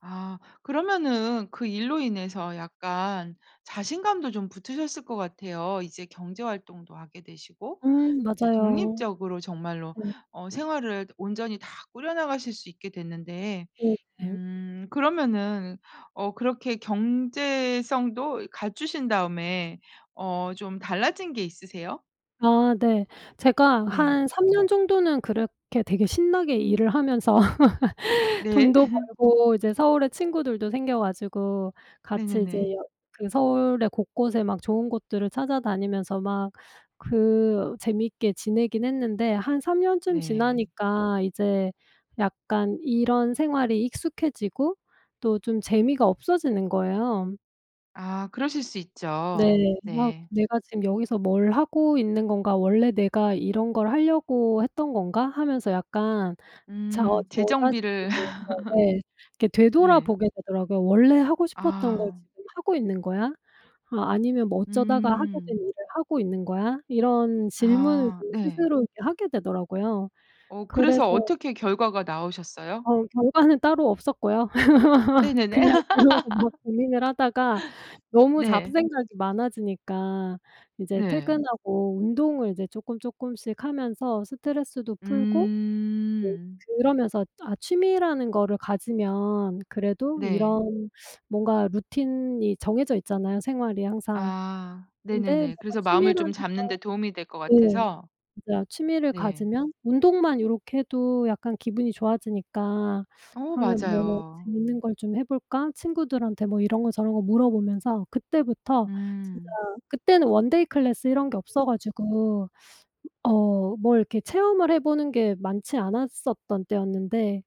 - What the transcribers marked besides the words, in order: tapping; other background noise; laugh; laugh; laugh; laugh; teeth sucking; teeth sucking
- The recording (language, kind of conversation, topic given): Korean, podcast, 그 일로 가장 뿌듯했던 순간은 언제였나요?